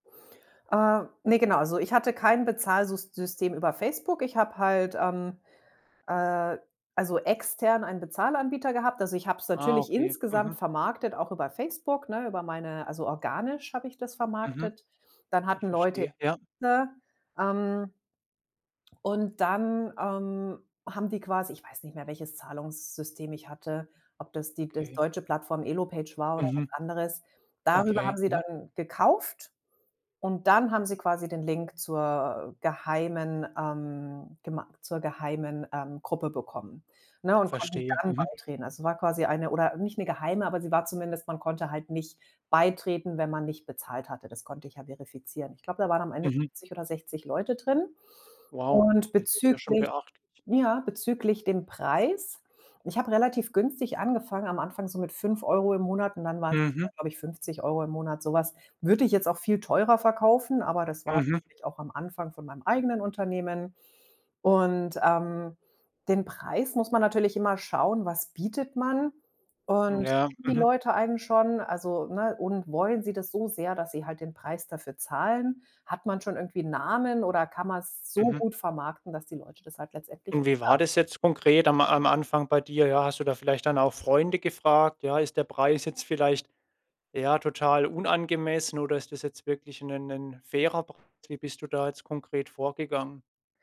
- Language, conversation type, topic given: German, podcast, Wie wichtig sind Likes und Follower für dein Selbstwertgefühl?
- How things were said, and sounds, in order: unintelligible speech; other background noise